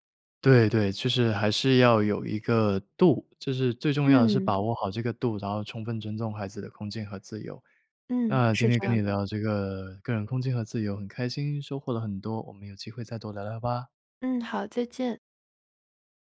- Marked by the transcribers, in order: none
- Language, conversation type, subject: Chinese, podcast, 如何在家庭中保留个人空间和自由？